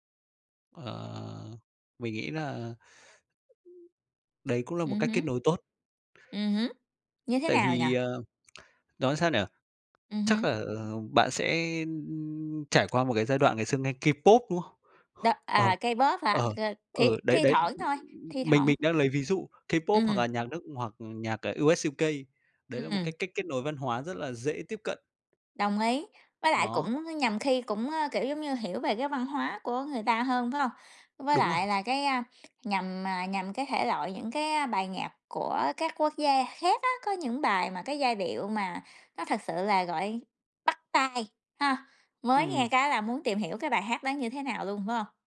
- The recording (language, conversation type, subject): Vietnamese, unstructured, Bạn nghĩ âm nhạc đóng vai trò như thế nào trong cuộc sống hằng ngày?
- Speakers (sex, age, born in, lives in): female, 30-34, Vietnam, United States; male, 25-29, Vietnam, Vietnam
- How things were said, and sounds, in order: other noise; tapping; other background noise